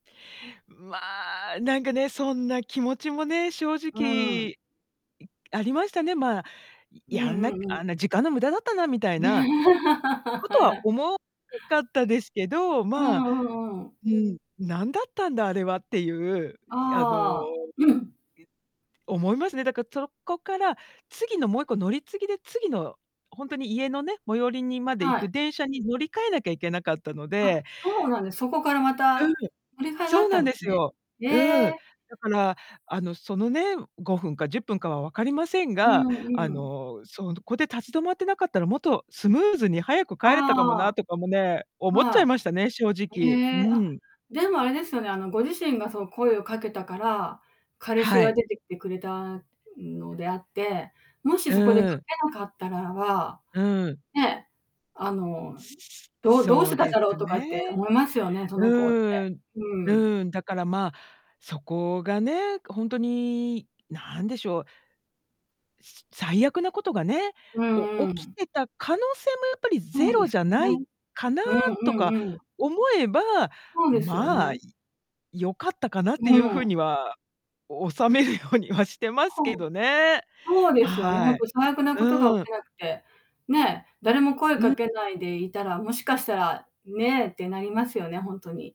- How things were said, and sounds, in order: distorted speech; chuckle; other background noise; throat clearing; other noise; laughing while speaking: "収めるようには"
- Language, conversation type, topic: Japanese, podcast, 小さな勇気を出したことで状況が良い方向に変わった出来事はありますか？
- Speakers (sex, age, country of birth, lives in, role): female, 50-54, Japan, United States, guest; female, 60-64, Japan, Japan, host